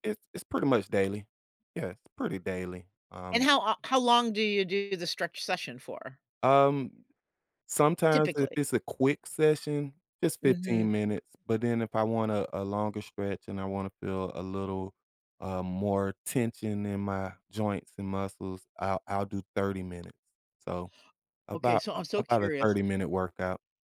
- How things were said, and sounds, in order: other background noise
- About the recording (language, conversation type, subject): English, unstructured, What small habits help me feel grounded during hectic times?